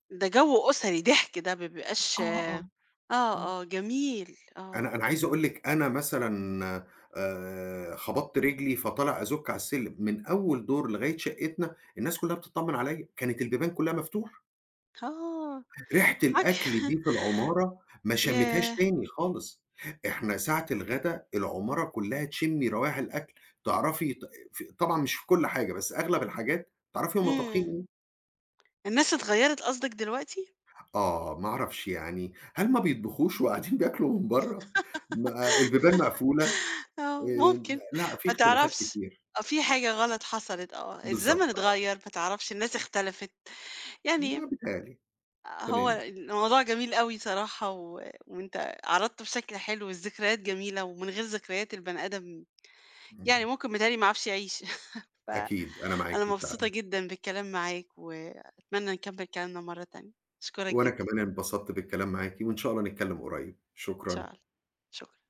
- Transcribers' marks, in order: chuckle; tapping; laughing while speaking: "وقاعدين بياكلوا من برّا؟"; giggle; chuckle
- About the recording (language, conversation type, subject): Arabic, podcast, إيه الأكلة التقليدية اللي بتفكّرك بذكرياتك؟